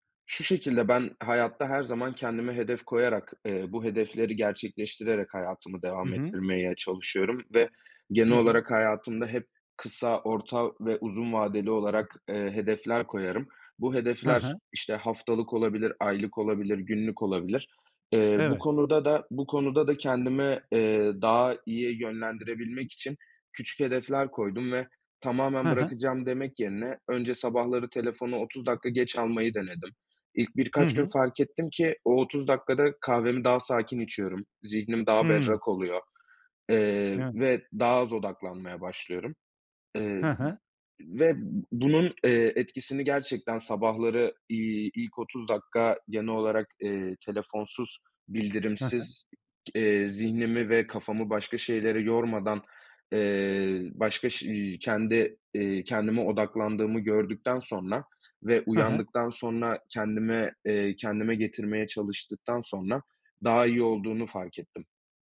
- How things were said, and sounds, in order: none
- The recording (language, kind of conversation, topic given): Turkish, podcast, Ekran süresini azaltmak için ne yapıyorsun?